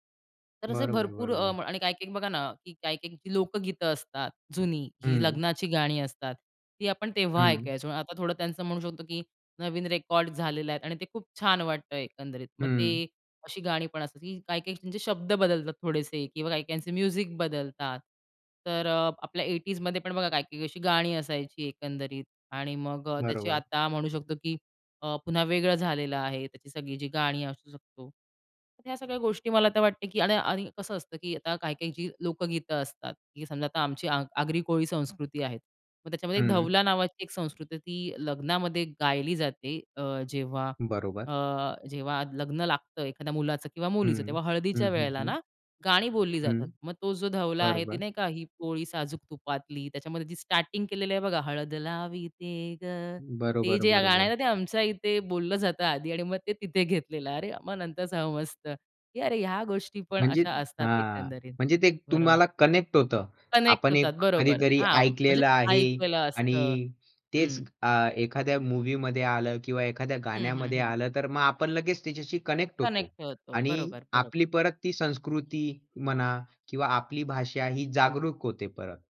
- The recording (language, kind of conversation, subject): Marathi, podcast, जुनी गाणी शोधताना तुम्हाला कोणती आश्चर्यकारक गोष्ट समोर आली?
- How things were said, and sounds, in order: other background noise; tapping; in English: "म्युझिक"; singing: "हळद लावीते गं"; in English: "कनेक्ट"; in English: "कनेक्ट"; in English: "कनेक्ट"; in English: "कनेक्ट"